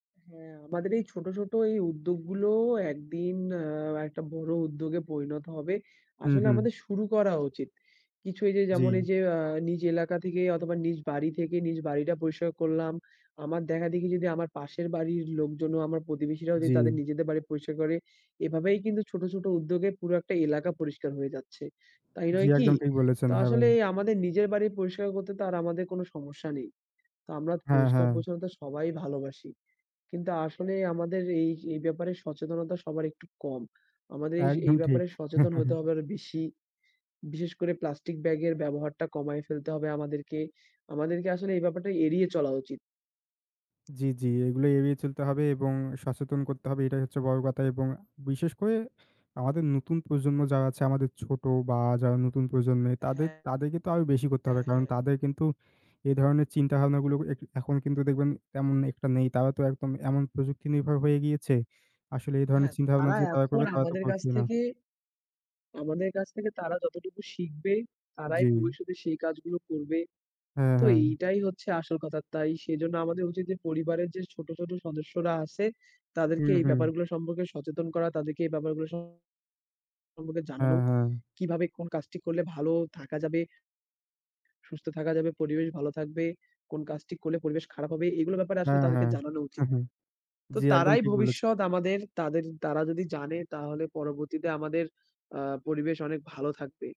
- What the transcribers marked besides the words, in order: chuckle; teeth sucking
- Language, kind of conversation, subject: Bengali, unstructured, পরিবেশ রক্ষা করার জন্য আমরা কী কী ছোট ছোট কাজ করতে পারি?